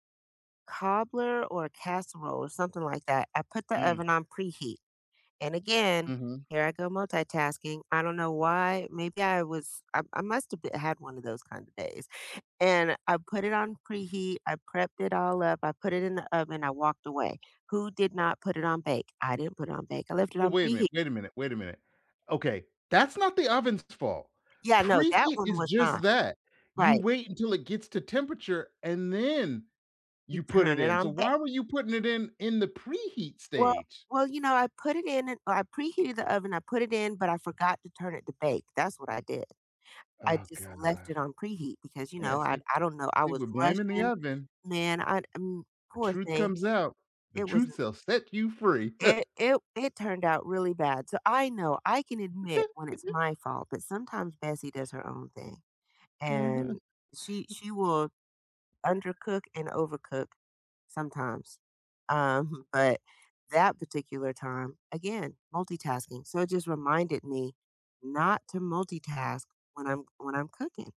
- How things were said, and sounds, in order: tapping; chuckle; giggle; other background noise; chuckle
- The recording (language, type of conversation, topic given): English, unstructured, How do memories influence the choices we make today?